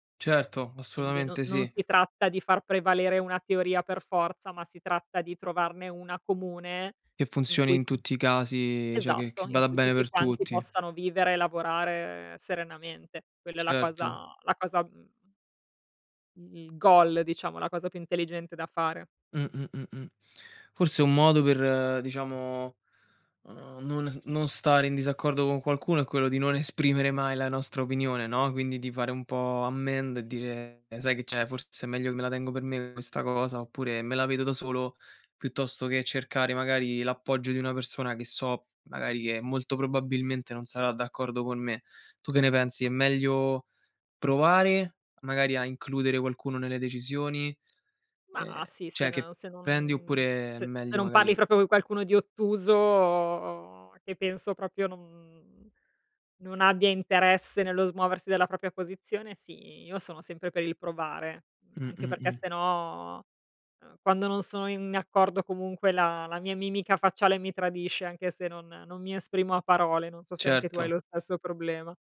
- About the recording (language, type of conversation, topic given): Italian, unstructured, Quali strategie usi per convincere qualcuno quando non sei d’accordo?
- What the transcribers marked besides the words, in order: "assolutamente" said as "assoutamente"; "cioè" said as "ceh"; tapping; other background noise; drawn out: "cosa"; "cioè" said as "ceh"; drawn out: "non"; "proprio" said as "propo"; drawn out: "ottuso"; "proprio" said as "propio"; drawn out: "no"